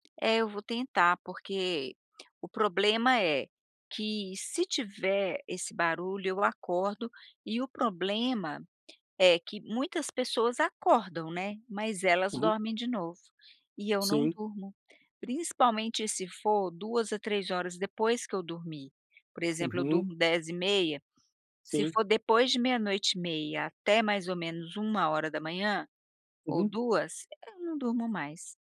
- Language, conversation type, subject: Portuguese, advice, Como posso descrever meu sono fragmentado por acordar várias vezes à noite?
- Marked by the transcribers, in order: none